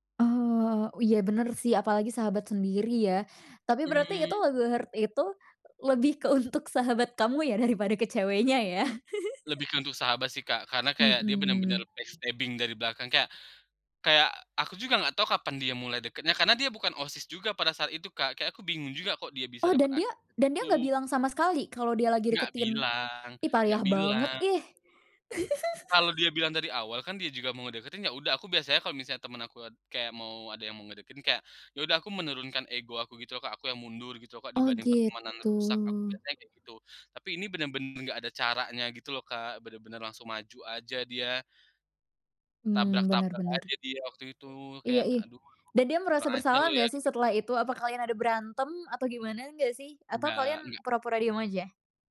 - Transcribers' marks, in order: chuckle; other background noise; in English: "backstabbing"; laugh
- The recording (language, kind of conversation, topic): Indonesian, podcast, Apa lagu pengiring yang paling berkesan buatmu saat remaja?